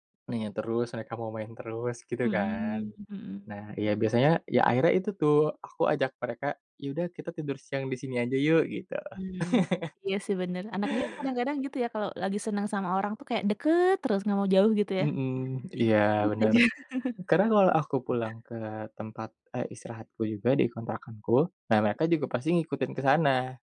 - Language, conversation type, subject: Indonesian, podcast, Bisa ceritakan pekerjaan yang paling berkesan buat kamu sejauh ini?
- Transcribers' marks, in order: laugh; laugh; other background noise